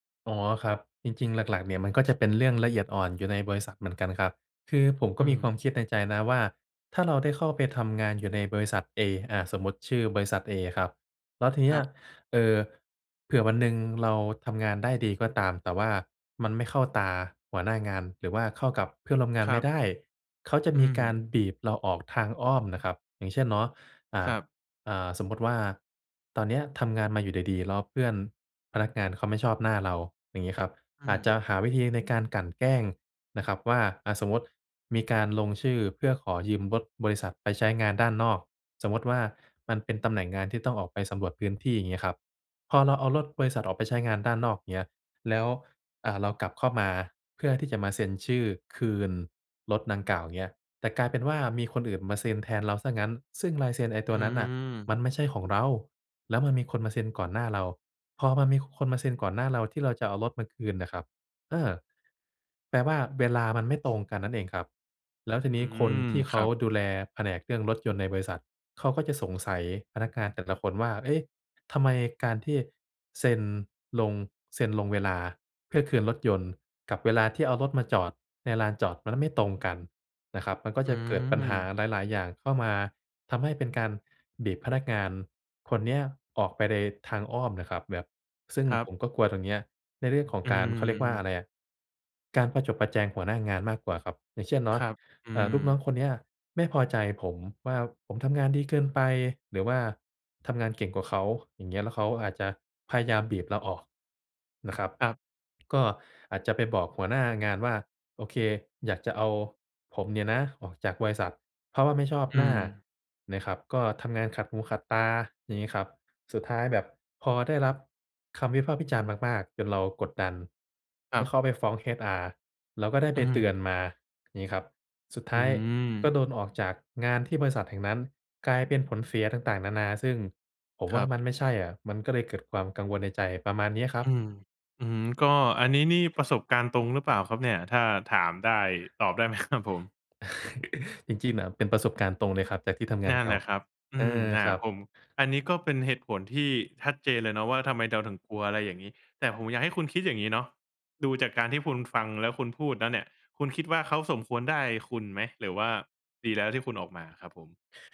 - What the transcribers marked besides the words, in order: other background noise; chuckle; laughing while speaking: "ครับ"
- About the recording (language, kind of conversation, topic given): Thai, advice, คุณกลัวอนาคตที่ไม่แน่นอนและไม่รู้ว่าจะทำอย่างไรดีใช่ไหม?